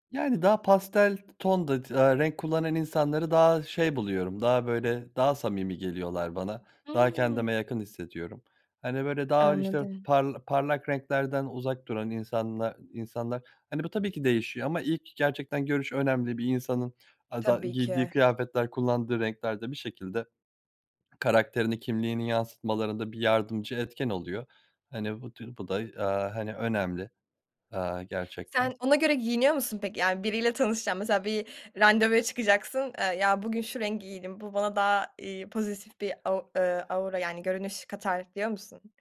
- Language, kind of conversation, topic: Turkish, podcast, Hangi renkler sana enerji verir, hangileri sakinleştirir?
- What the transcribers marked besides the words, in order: other background noise; swallow